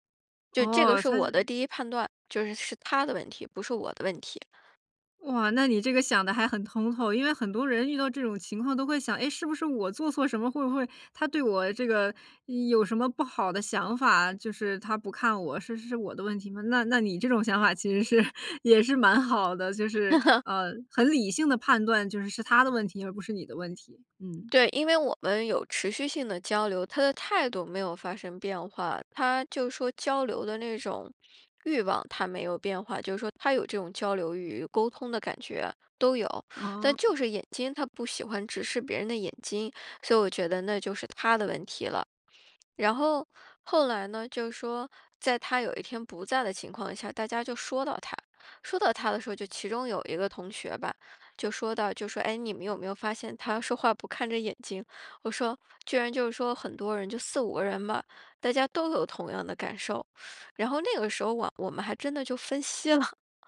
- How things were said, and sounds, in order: other background noise; laughing while speaking: "其实是 也是蛮 好的"; laugh; teeth sucking; laughing while speaking: "分析了"
- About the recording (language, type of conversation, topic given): Chinese, podcast, 当别人和你说话时不看你的眼睛，你会怎么解读？